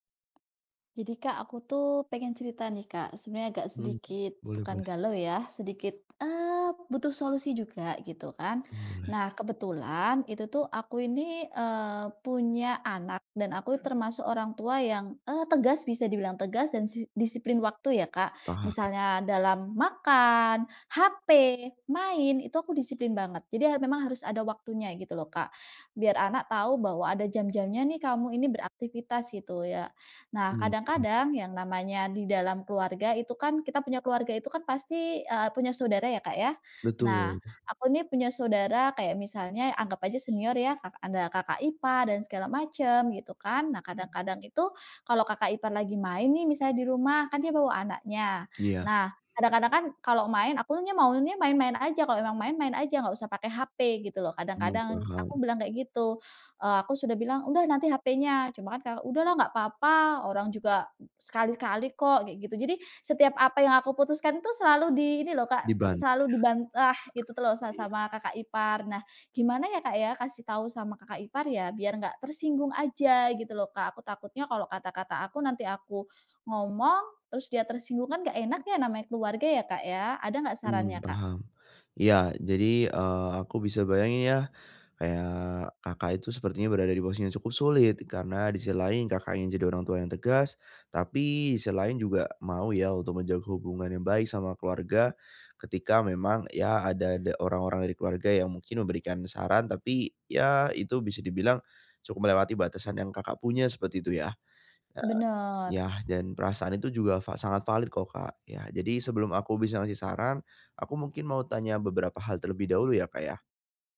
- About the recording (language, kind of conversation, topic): Indonesian, advice, Bagaimana cara menetapkan batasan saat keluarga memberi saran?
- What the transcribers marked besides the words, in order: tapping; other background noise; unintelligible speech; tongue click; "menjaga" said as "menjag"